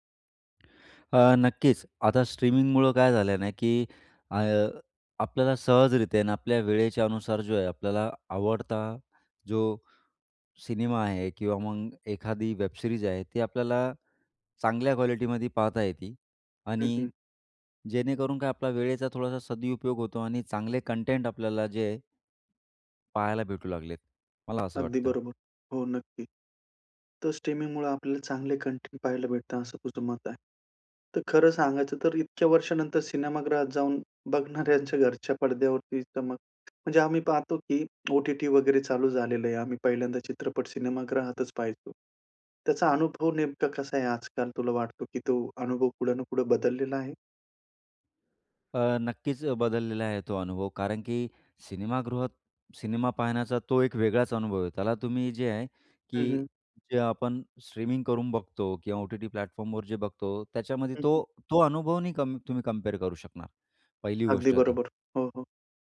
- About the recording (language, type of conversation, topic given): Marathi, podcast, स्ट्रीमिंगमुळे सिनेमा पाहण्याचा अनुभव कसा बदलला आहे?
- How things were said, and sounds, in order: tapping; in English: "वेब सिरीज"; other background noise; other noise; in English: "प्लॅटफॉर्मवर"